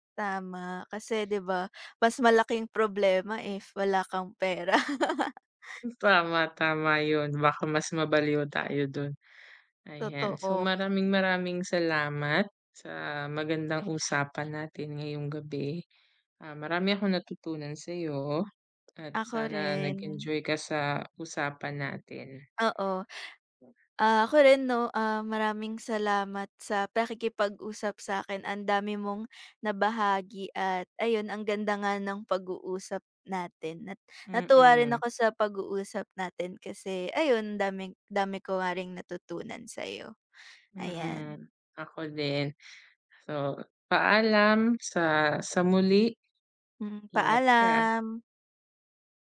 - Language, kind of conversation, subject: Filipino, unstructured, Ano ang paborito mong gawin upang manatiling ganado sa pag-abot ng iyong pangarap?
- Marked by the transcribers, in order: laugh; other background noise